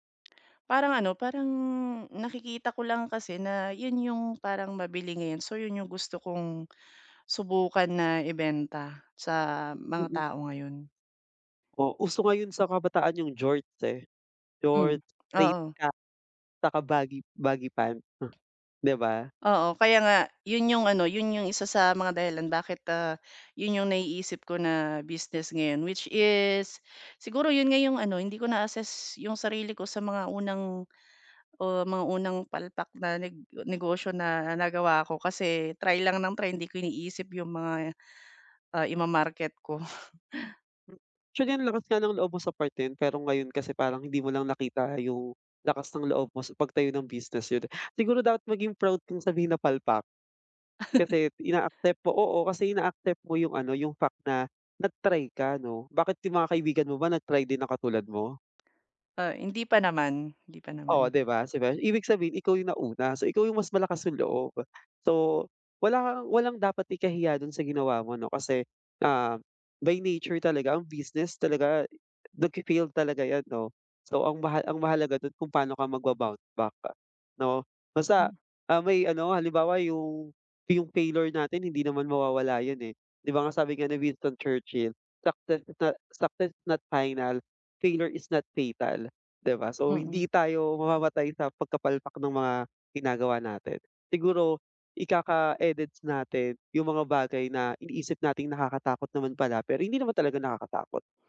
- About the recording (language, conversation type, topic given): Filipino, advice, Paano mo haharapin ang takot na magkamali o mabigo?
- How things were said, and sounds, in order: lip smack; drawn out: "parang"; tapping; chuckle; chuckle; in English: "Success is not final, failure is not fatal"